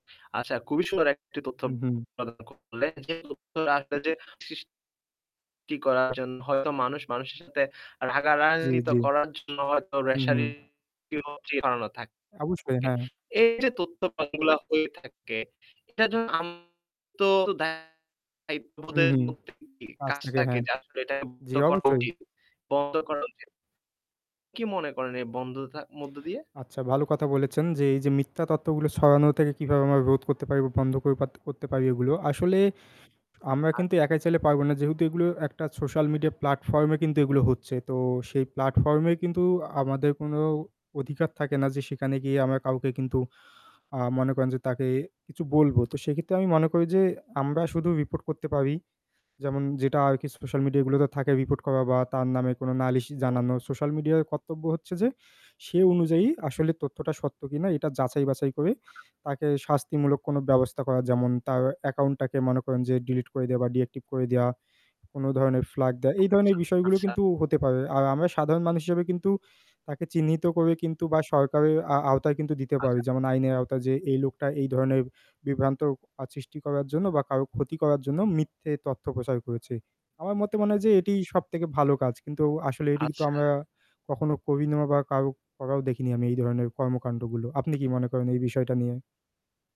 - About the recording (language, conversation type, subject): Bengali, unstructured, সামাজিক যোগাযোগমাধ্যমে মিথ্যা তথ্য ছড়ানো কি বন্ধ করা সম্ভব?
- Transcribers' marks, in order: distorted speech; static; other background noise; unintelligible speech; unintelligible speech